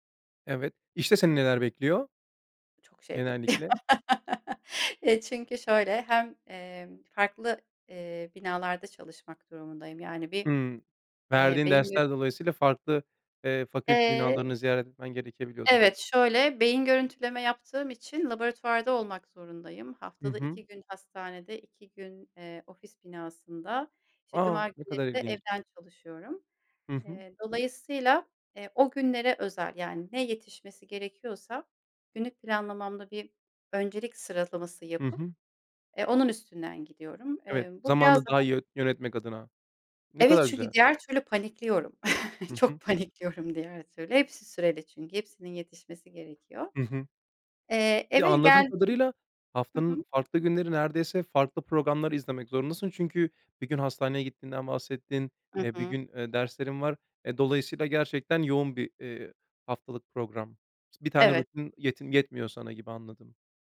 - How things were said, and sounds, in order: laugh; other background noise; tapping; chuckle; other noise
- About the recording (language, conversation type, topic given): Turkish, podcast, İş ve özel hayat dengesini nasıl kuruyorsun?